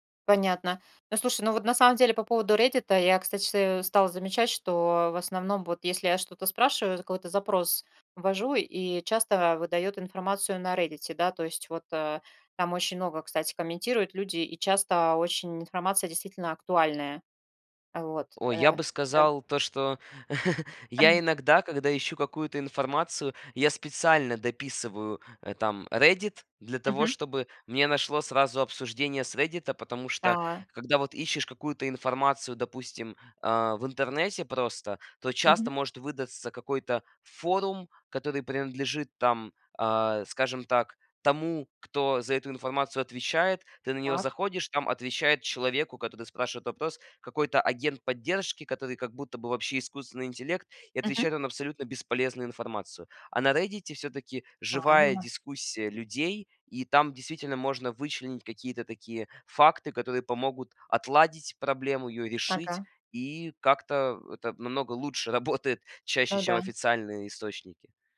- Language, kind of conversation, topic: Russian, podcast, Сколько времени в день вы проводите в социальных сетях и зачем?
- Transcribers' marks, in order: chuckle; laughing while speaking: "работает"